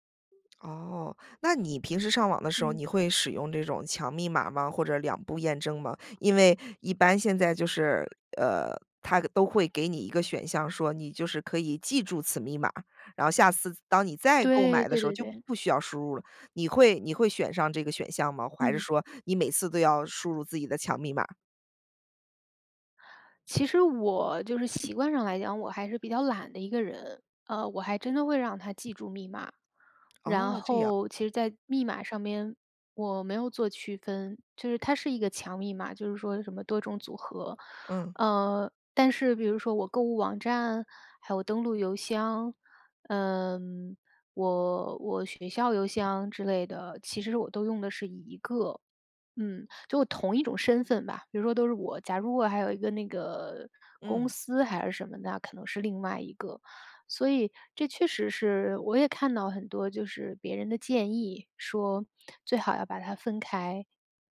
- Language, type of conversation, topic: Chinese, podcast, 我们该如何保护网络隐私和安全？
- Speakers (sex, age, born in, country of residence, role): female, 35-39, China, United States, guest; female, 35-39, United States, United States, host
- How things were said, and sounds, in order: other background noise; "还是" said as "怀是"; tapping